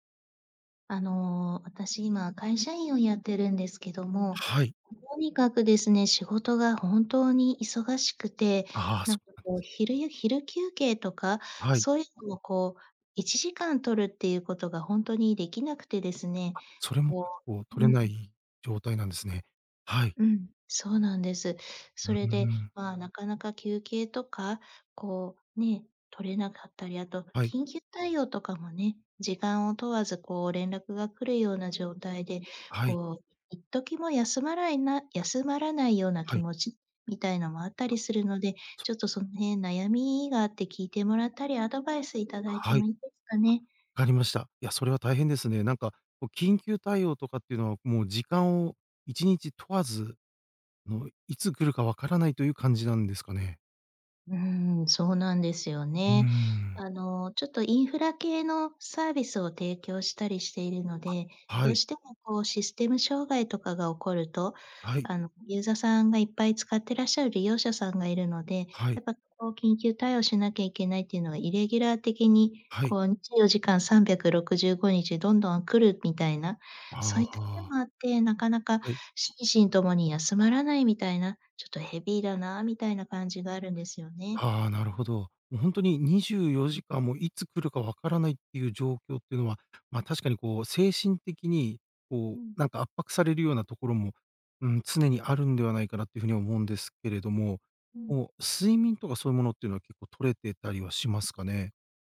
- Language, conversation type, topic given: Japanese, advice, 仕事が忙しくて休憩や休息を取れないのですが、どうすれば取れるようになりますか？
- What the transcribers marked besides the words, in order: other background noise